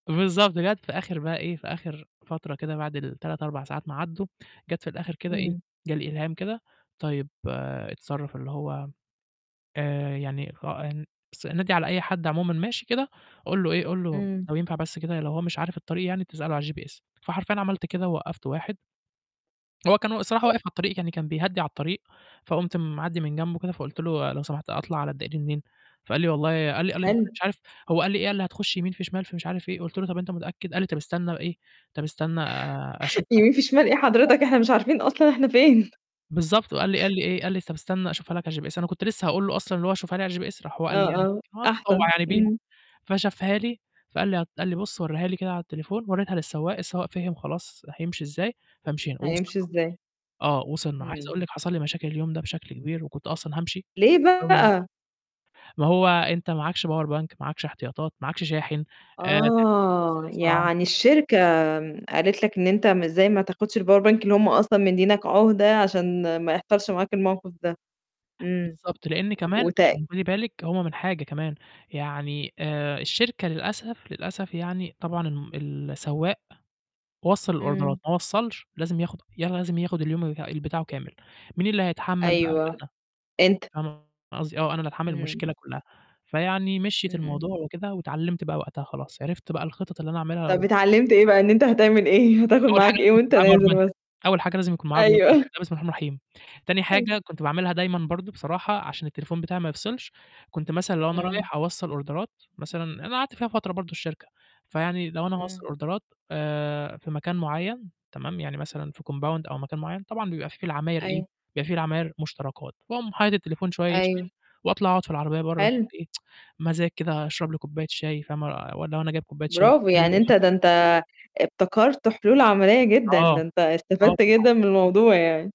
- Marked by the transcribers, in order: laughing while speaking: "بالضبط"; in English: "الGPS"; chuckle; laughing while speaking: "يمين في شمال ايه حضرتك! إحنا مش عارفين أصلًا إحنا فين؟"; distorted speech; in English: "الGPS"; unintelligible speech; in English: "الGPS"; in English: "الGPS"; unintelligible speech; in English: "power bank"; in English: "الpower bank"; tapping; unintelligible speech; in English: "الأوردرات"; laughing while speaking: "طَب اتعلّمت إيه بقى، إن … وأنت نازل مثلًا؟"; in English: "power bank"; laughing while speaking: "أيوه"; in English: "power bank"; in English: "أوردرات"; in English: "أوردرات"; in English: "كومباوند"; tsk; unintelligible speech
- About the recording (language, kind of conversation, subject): Arabic, podcast, إيه خطتك لو بطارية موبايلك خلصت وإنت تايه؟